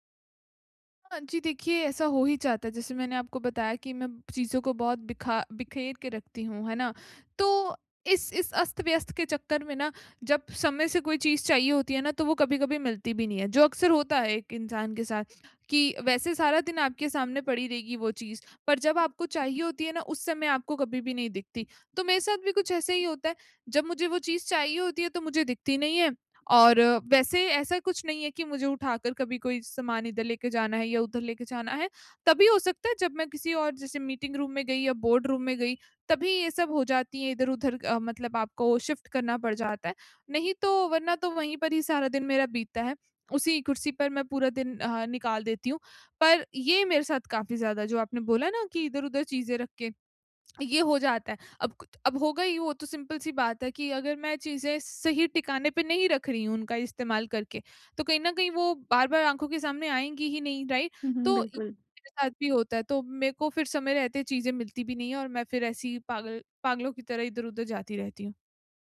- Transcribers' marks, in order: in English: "मीटिंग रूम"; in English: "बोर्ड रूम"; in English: "शिफ्ट"; in English: "सिंपल"; in English: "राइट?"
- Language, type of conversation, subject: Hindi, advice, टूल्स और सामग्री को स्मार्ट तरीके से कैसे व्यवस्थित करें?
- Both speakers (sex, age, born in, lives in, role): female, 25-29, India, India, user; female, 30-34, India, India, advisor